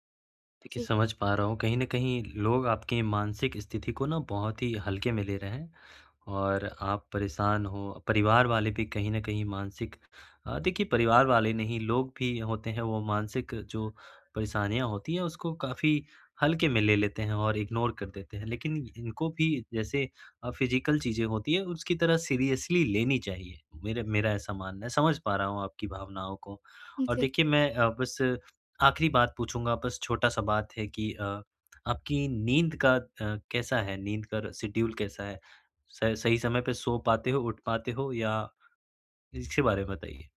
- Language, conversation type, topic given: Hindi, advice, मैं काम टालने और हर बार आख़िरी पल में घबराने की आदत को कैसे बदल सकता/सकती हूँ?
- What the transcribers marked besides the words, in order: in English: "इग्नोर"; in English: "फिज़िकल"; in English: "सीरियसली"; in English: "शेड्यूल"